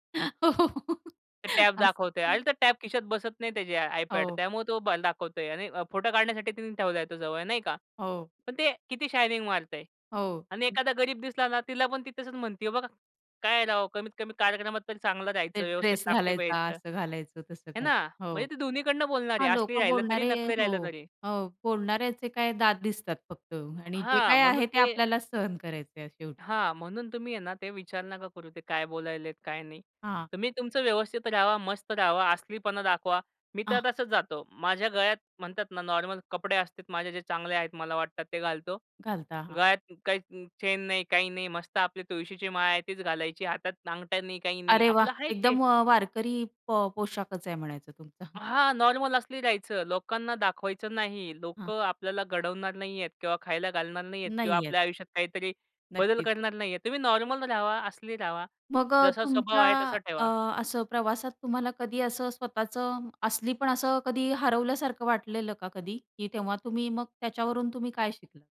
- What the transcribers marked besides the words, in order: laugh; laughing while speaking: "असं का?"; other background noise; chuckle
- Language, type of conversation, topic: Marathi, podcast, तुमच्यासाठी अस्सल दिसणे म्हणजे काय?